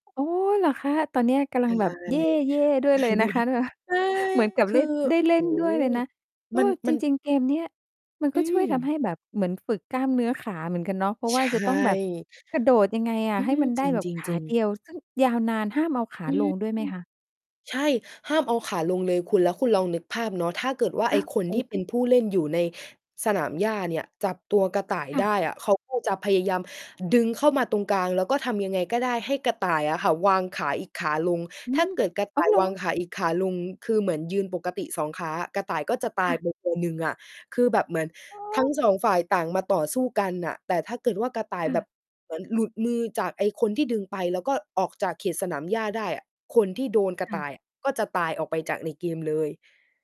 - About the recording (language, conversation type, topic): Thai, podcast, คุณมีความทรงจำเกี่ยวกับการเล่นแบบไหนที่ยังติดใจมาจนถึงวันนี้?
- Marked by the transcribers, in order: distorted speech; chuckle